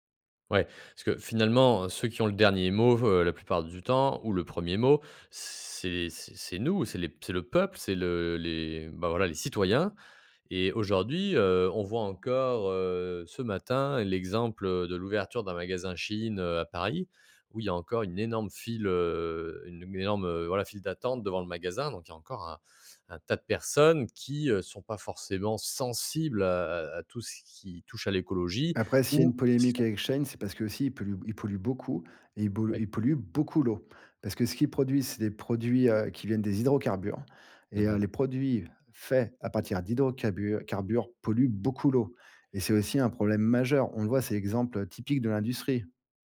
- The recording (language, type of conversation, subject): French, podcast, Peux-tu nous expliquer le cycle de l’eau en termes simples ?
- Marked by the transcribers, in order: laughing while speaking: "heu"; stressed: "sensibles"; other background noise; stressed: "beaucoup"; stressed: "beaucoup"